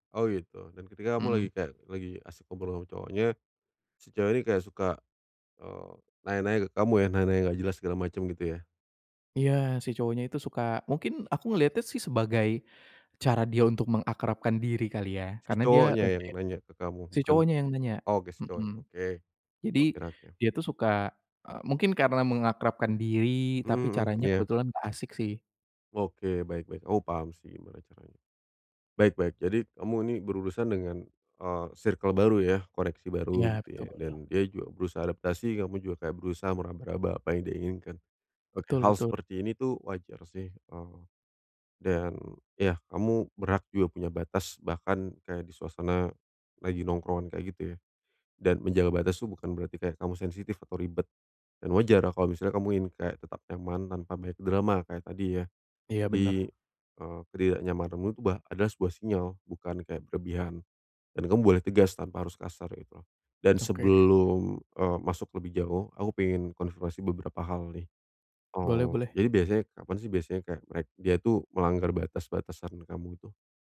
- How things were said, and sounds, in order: "Oke-" said as "oker"
- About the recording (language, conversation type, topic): Indonesian, advice, Bagaimana cara menghadapi teman yang tidak menghormati batasan tanpa merusak hubungan?